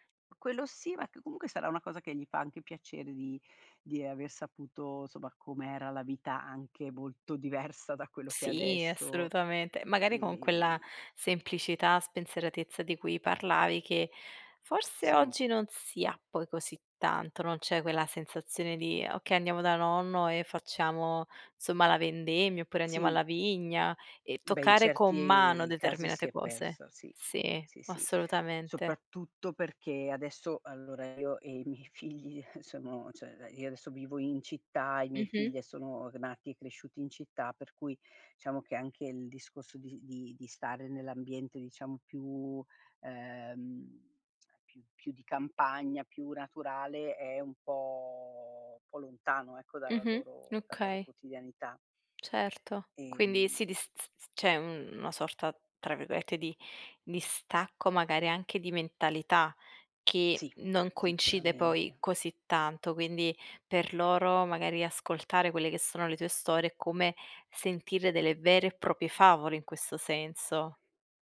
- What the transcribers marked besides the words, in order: other background noise; laughing while speaking: "diversa"; tapping; "cioè" said as "ceh"; "nati" said as "gnati"; tsk; "proprie" said as "propie"
- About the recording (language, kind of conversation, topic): Italian, podcast, Qual è il ricordo d'infanzia che più ti emoziona?